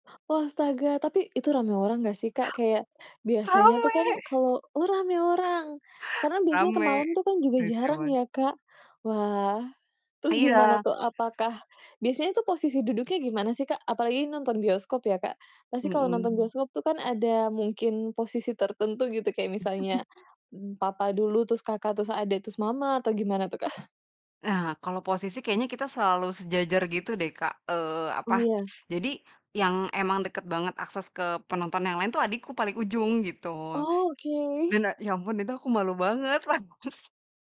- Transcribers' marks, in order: tapping; laughing while speaking: "Rame"; other background noise; chuckle; laughing while speaking: "Kak?"
- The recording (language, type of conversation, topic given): Indonesian, podcast, Punya momen nonton bareng keluarga yang selalu kamu ingat?